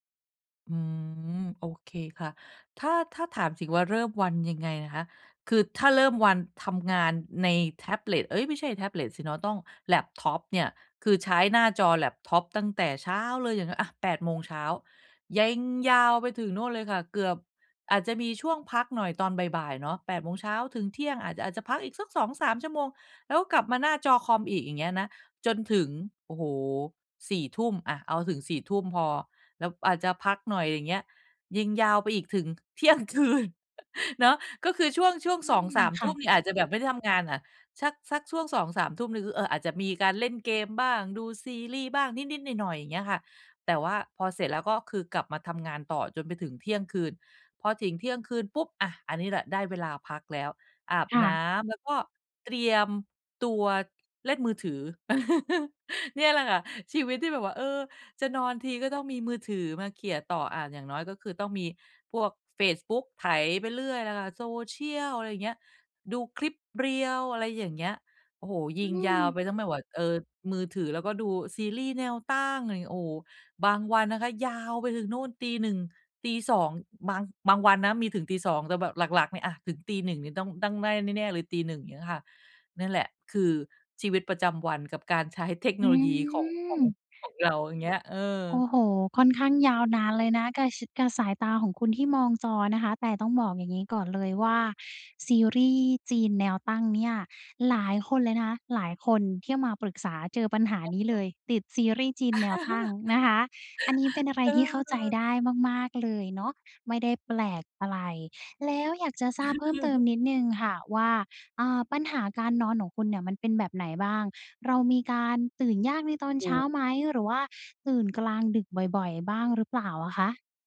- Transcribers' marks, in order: laughing while speaking: "เที่ยงคืน"; chuckle; "ถึง" said as "ถิง"; chuckle; drawn out: "อืม"; unintelligible speech; chuckle; chuckle
- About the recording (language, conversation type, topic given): Thai, advice, ฉันควรตั้งขอบเขตการใช้เทคโนโลยีช่วงค่ำก่อนนอนอย่างไรเพื่อให้หลับดีขึ้น?